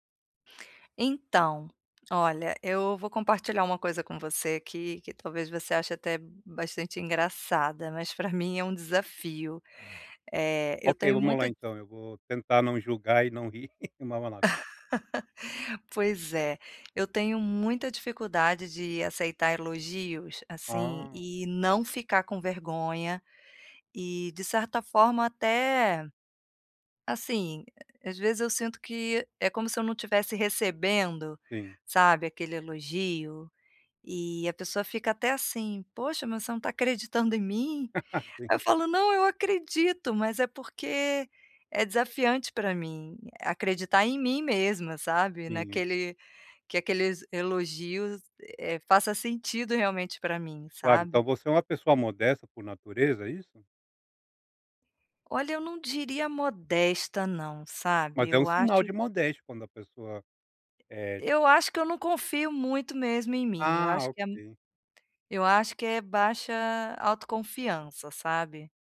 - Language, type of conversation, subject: Portuguese, advice, Como posso aceitar elogios com mais naturalidade e sem ficar sem graça?
- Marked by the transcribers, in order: giggle; unintelligible speech; laugh; laugh